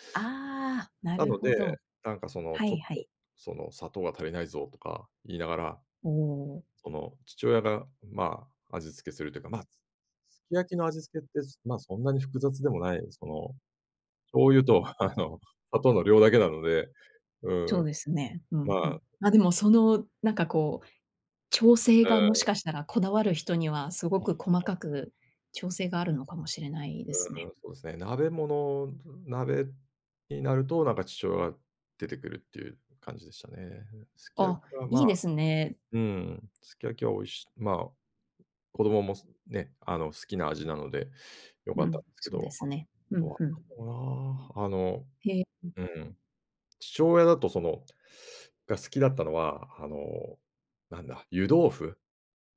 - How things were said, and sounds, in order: laughing while speaking: "あの"; tapping
- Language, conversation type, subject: Japanese, podcast, 子どもの頃の食卓で一番好きだった料理は何ですか？